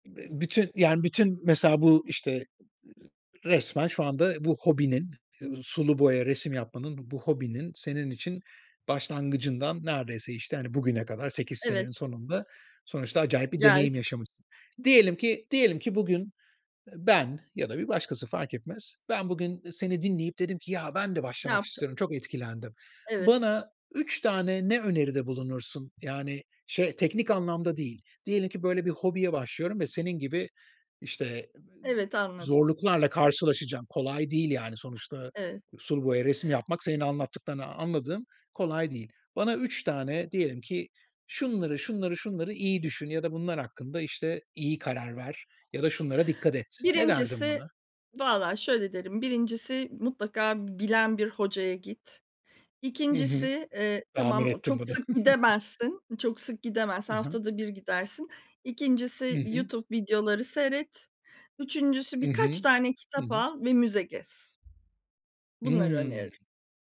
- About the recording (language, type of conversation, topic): Turkish, podcast, Hobinle uğraşırken karşılaştığın en büyük zorluk neydi ve bunu nasıl aştın?
- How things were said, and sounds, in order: other background noise; chuckle; tapping